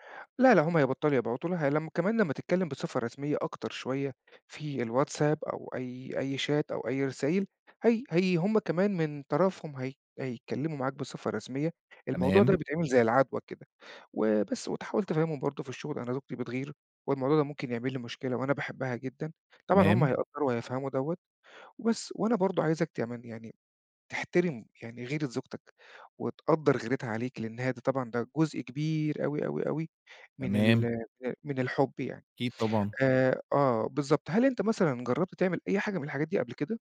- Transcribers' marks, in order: in English: "شات"; tapping
- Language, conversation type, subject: Arabic, advice, إزاي بتوصف الشك اللي بتحسّ بيه بعد ما تلاحظ رسايل أو تصرّفات غامضة؟
- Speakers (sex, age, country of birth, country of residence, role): male, 20-24, Egypt, Egypt, user; male, 40-44, Egypt, Portugal, advisor